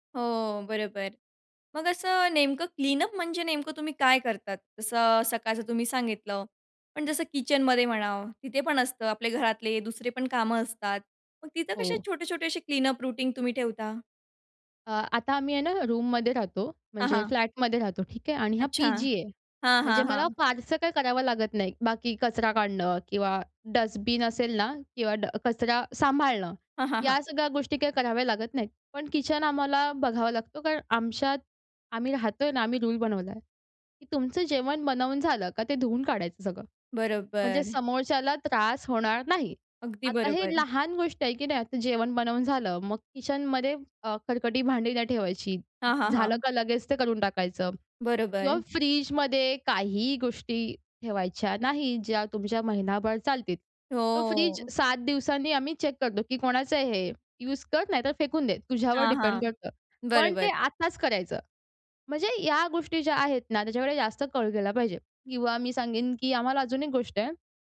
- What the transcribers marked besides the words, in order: in English: "क्लीनअप"; in English: "क्लीनअप रुटीन"; in English: "डस्टबीन"; drawn out: "हो"; in English: "चेक"; in English: "डिपेंड"
- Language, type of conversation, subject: Marathi, podcast, दररोजच्या कामासाठी छोटा स्वच्छता दिनक्रम कसा असावा?